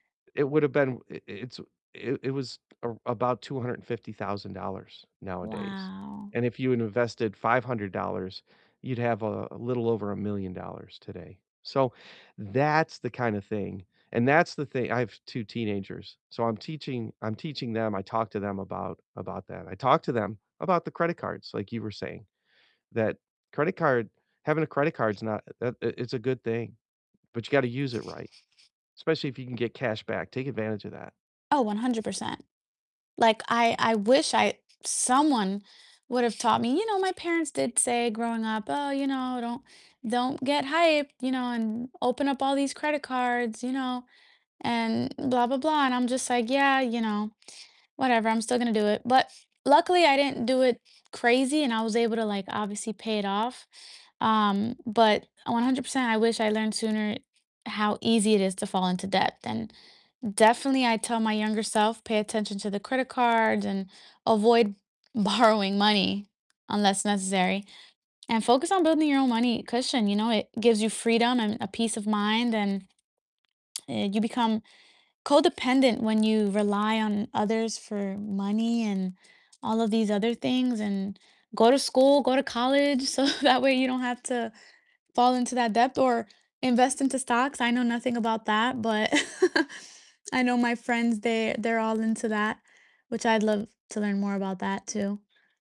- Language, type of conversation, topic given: English, unstructured, What is one money lesson you wish you had learned sooner?
- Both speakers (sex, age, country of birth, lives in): female, 25-29, United States, United States; male, 55-59, United States, United States
- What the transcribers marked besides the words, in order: tapping; other background noise; distorted speech; laughing while speaking: "borrowing"; laughing while speaking: "so"; laugh